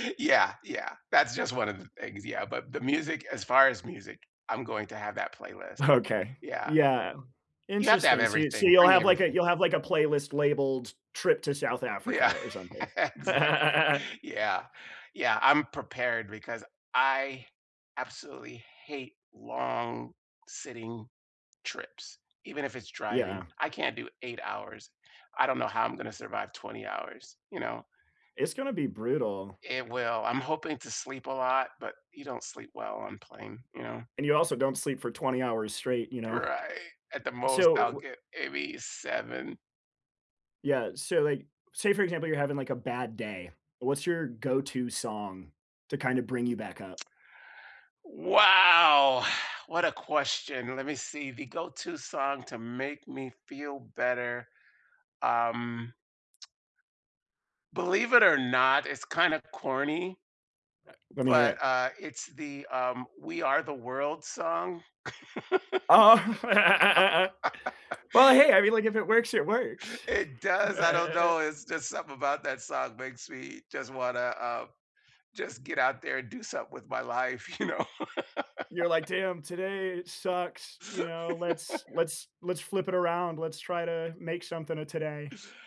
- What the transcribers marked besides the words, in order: laughing while speaking: "Yeah, yeah"; laughing while speaking: "Okay"; other background noise; laughing while speaking: "Yeah, exactly"; laugh; stressed: "Wow!"; exhale; tsk; other noise; tapping; laughing while speaking: "Oh"; laugh; laugh; chuckle; laughing while speaking: "you know?"; laugh
- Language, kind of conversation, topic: English, unstructured, How should I use music to mark a breakup or celebration?